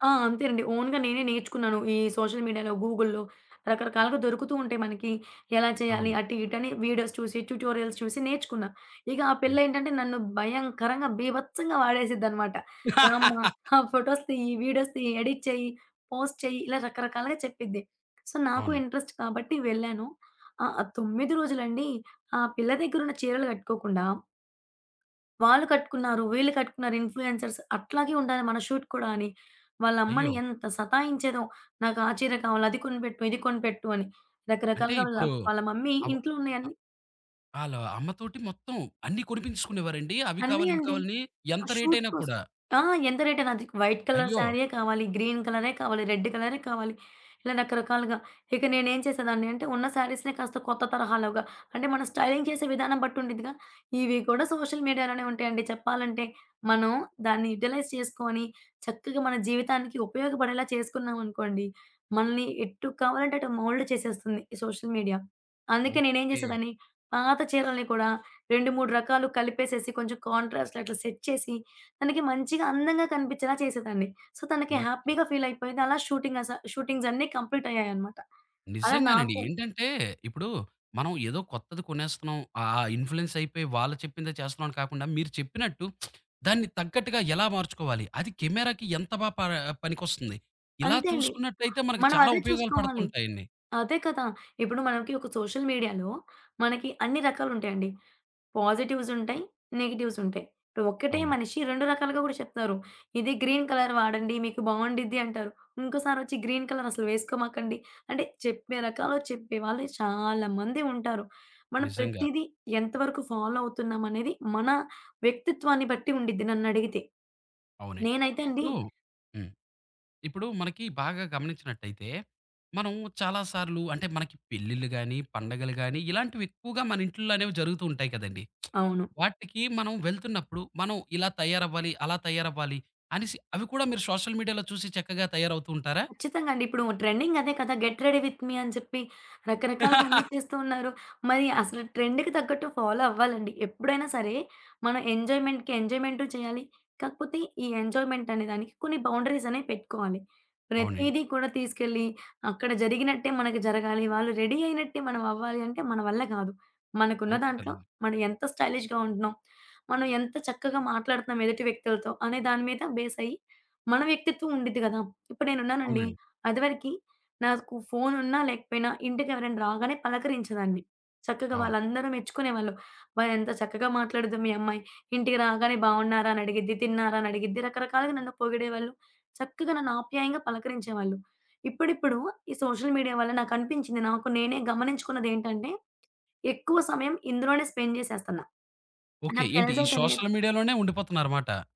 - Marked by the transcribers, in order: in English: "ఓన్‌గా"; other background noise; in English: "సోషల్ మీడియాలో, గూగుల్‌లో"; lip smack; in English: "వీడియోస్"; in English: "ట్యుటోరియల్స్"; lip smack; laugh; in English: "ఫోటోస్"; giggle; in English: "వీడియోస్"; in English: "ఎడిట్"; in English: "పోస్ట్"; in English: "సో"; in English: "ఇంట్రెస్ట్"; in English: "ఇన్‌ఫ్లూయెన్సర్స్"; in English: "షూట్"; in English: "మమ్మీ"; in English: "షూట్"; in English: "వైట్ కలర్"; in English: "గ్రీన్"; in English: "శారీస్‌నే"; in English: "స్టైలింగ్"; in English: "సోషల్ మీడియా"; in English: "యుటిలైజ్"; in English: "మోల్డ్"; in English: "సోషల్ మీడియా"; in English: "కాంట్రాస్ట్"; in English: "సెట్"; in English: "సో"; in English: "హ్యాపీగా"; in English: "షూటింగ్"; in English: "ఇన్‌ఫ్లూయెన్స్"; lip smack; in English: "కెమెరాకి"; in English: "సోషల్ మీడియాలో"; in English: "పాజిటివ్స్"; in English: "నెగెటివ్స్"; in English: "గ్రీన్ కలర్"; in English: "గ్రీన్ కలర్"; in English: "ఫాలో"; lip smack; in English: "సోషల్ మీడియాలో"; in English: "ట్రెండింగ్"; in English: "గెట్ రెడీ విత్ మీ"; laugh; in English: "ట్రెండ్‌కి"; in English: "ఫాలో"; in English: "ఎంజాయ్మెంట్‌కి"; in English: "బౌండరీస్"; in English: "రెడీ"; in English: "స్టైలిష్‌గా"; in English: "సోషల్ మీడియా"; in English: "స్పెండ్"; in English: "సోషల్ మీడియా"
- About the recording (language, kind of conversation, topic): Telugu, podcast, సోషల్ మీడియా మీ స్టైల్ని ఎంత ప్రభావితం చేస్తుంది?